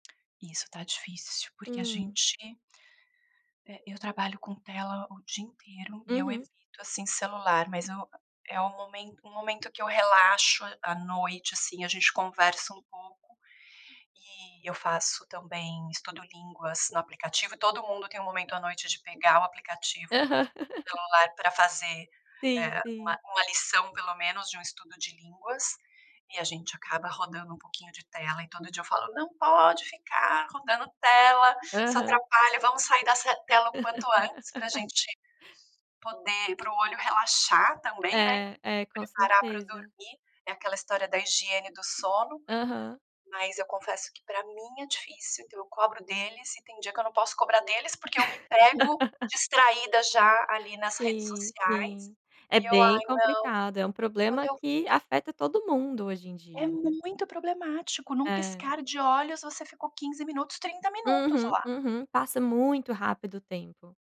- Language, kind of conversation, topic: Portuguese, podcast, Quais rituais ajudam você a dormir melhor?
- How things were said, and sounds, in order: tongue click; laugh; laugh; laugh